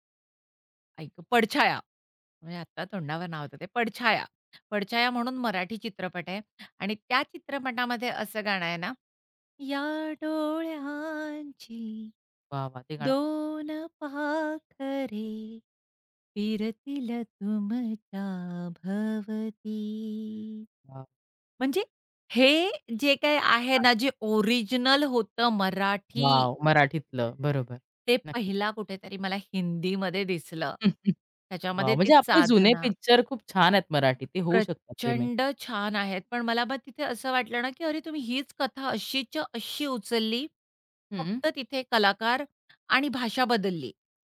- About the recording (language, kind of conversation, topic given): Marathi, podcast, रिमेक करताना मूळ कथेचा गाभा कसा जपावा?
- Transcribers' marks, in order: singing: "या डोळ्यांची दोन पाखरे फिरतील तुमच्या भवती"; stressed: "मराठी"; other background noise; chuckle; stressed: "प्रचंड"